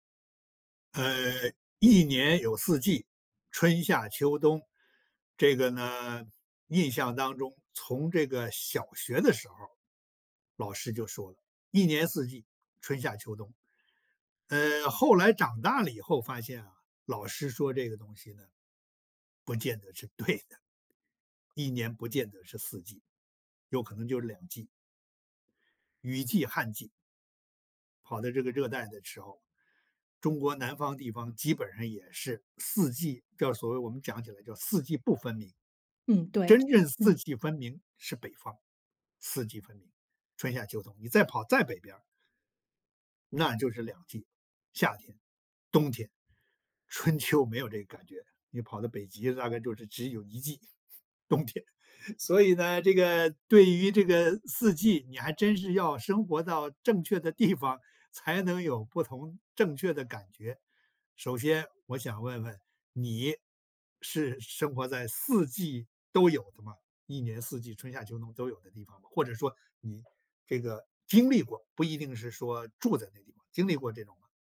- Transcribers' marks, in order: other background noise; unintelligible speech; chuckle; laughing while speaking: "冬天"
- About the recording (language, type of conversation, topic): Chinese, podcast, 能跟我说说你从四季中学到了哪些东西吗？
- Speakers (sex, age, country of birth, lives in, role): female, 40-44, China, France, guest; male, 70-74, China, United States, host